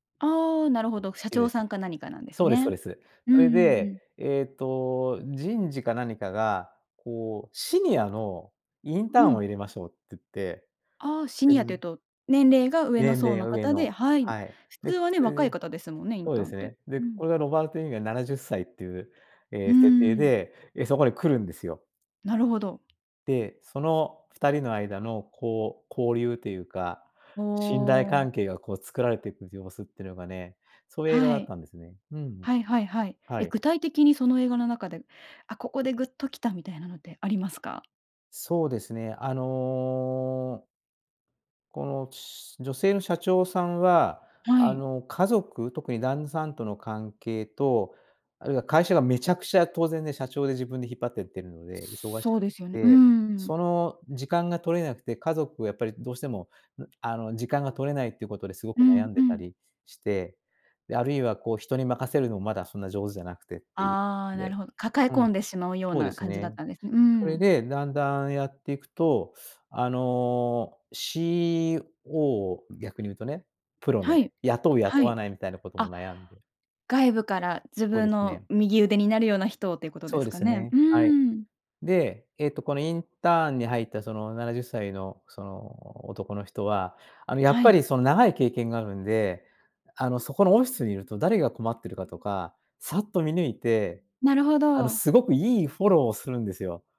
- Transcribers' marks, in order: unintelligible speech; other background noise; tapping; drawn out: "あの"
- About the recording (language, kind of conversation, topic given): Japanese, podcast, どの映画のシーンが一番好きですか？